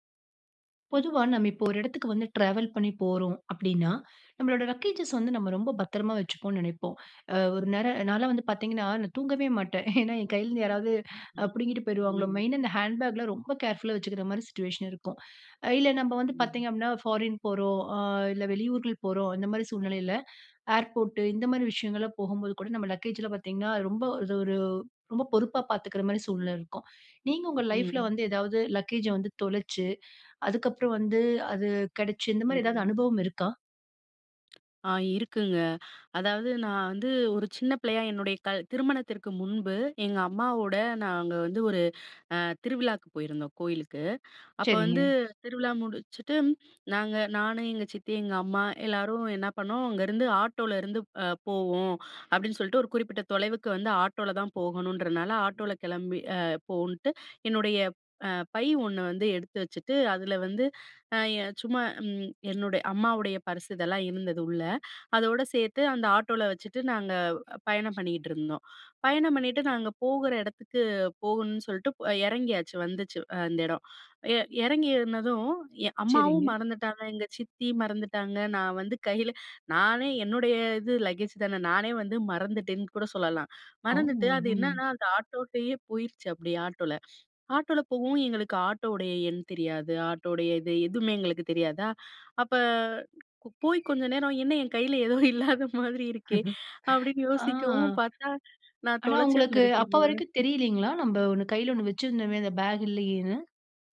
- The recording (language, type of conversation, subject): Tamil, podcast, சாமான்கள் தொலைந்த அனுபவத்தை ஒரு முறை பகிர்ந்து கொள்ள முடியுமா?
- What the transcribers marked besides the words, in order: other background noise; in English: "லக்கேஜஸ்"; in English: "கேர்ஃபுல்லா"; in English: "சிட்யுவேஷன்"; in English: "லக்கேஜில"; in English: "லக்கேஜ"; other noise; in English: "லக்கேஜ்"; chuckle; unintelligible speech; laughing while speaking: "அப்ப, போய் கொஞ்ச நேரம் என்ன … நான் தொலைச்சிருந்துருக்கேன் போல"; laugh